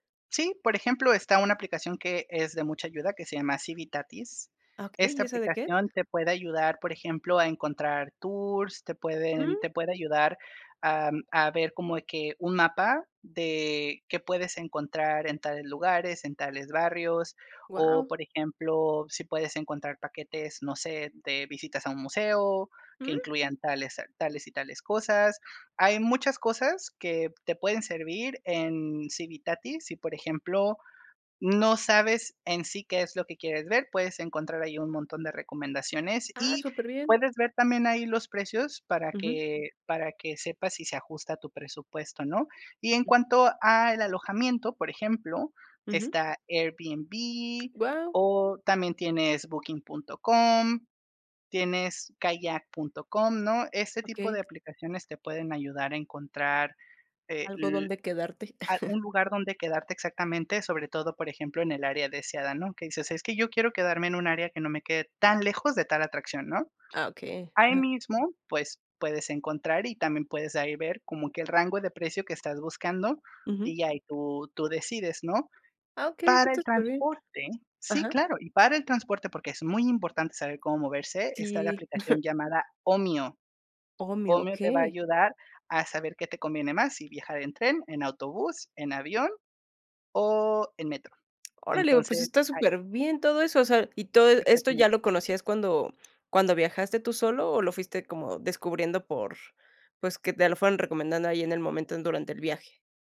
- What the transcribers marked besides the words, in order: other background noise; tapping; chuckle; chuckle
- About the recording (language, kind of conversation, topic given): Spanish, podcast, ¿Qué consejo le darías a alguien que duda en viajar solo?